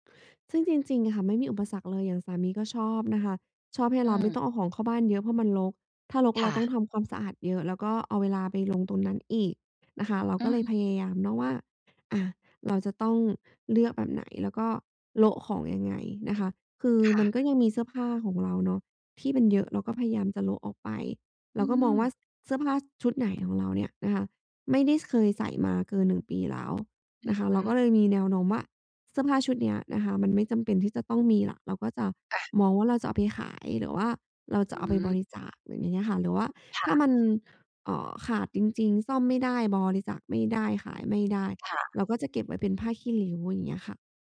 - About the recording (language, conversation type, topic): Thai, podcast, การแต่งบ้านสไตล์มินิมอลช่วยให้ชีวิตประจำวันของคุณดีขึ้นอย่างไรบ้าง?
- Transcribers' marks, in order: other background noise; tapping